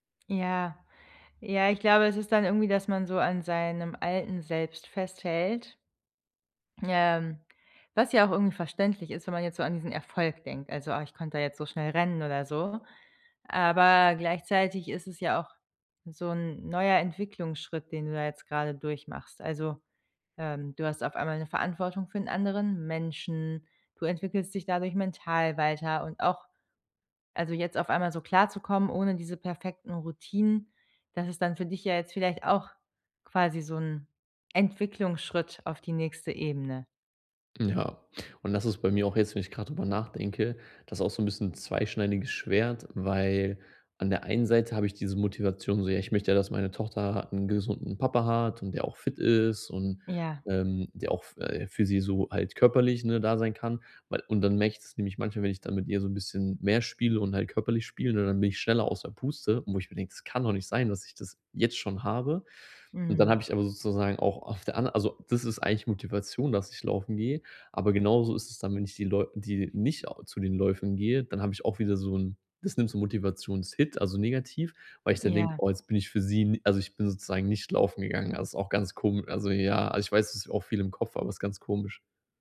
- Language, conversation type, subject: German, advice, Wie bleibe ich motiviert, wenn ich kaum Zeit habe?
- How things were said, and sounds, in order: none